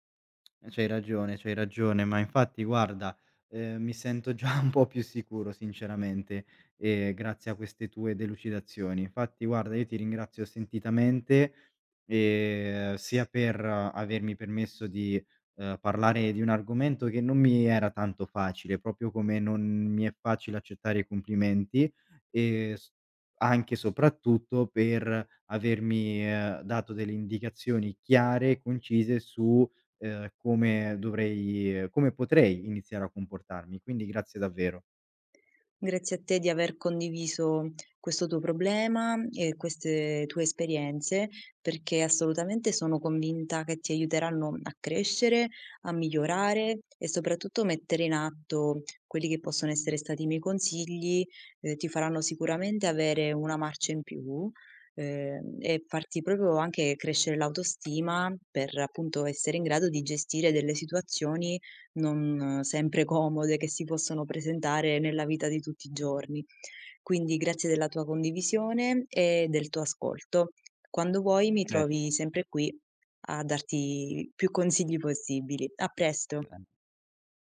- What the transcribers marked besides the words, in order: tapping; laughing while speaking: "già"; "proprio" said as "propio"; "proprio" said as "propo"; unintelligible speech; unintelligible speech
- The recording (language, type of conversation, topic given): Italian, advice, Perché faccio fatica ad accettare i complimenti e tendo a minimizzare i miei successi?
- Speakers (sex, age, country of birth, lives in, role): female, 25-29, Italy, Italy, advisor; male, 25-29, Italy, Italy, user